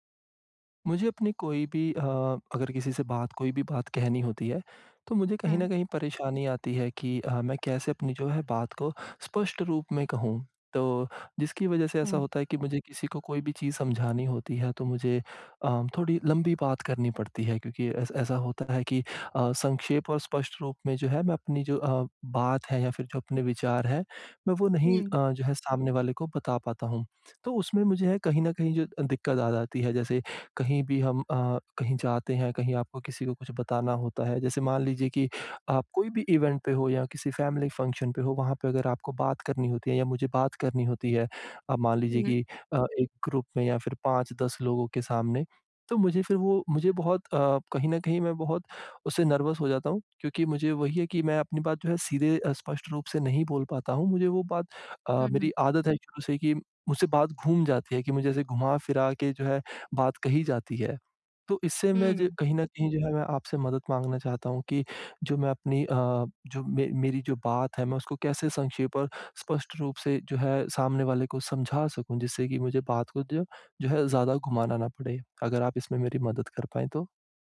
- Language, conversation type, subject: Hindi, advice, मैं अपनी बात संक्षेप और स्पष्ट रूप से कैसे कहूँ?
- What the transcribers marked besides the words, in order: in English: "इवेंट"; in English: "फ़ेेमिली फ़ंक्शन"; in English: "ग्रुप"; in English: "नर्वस"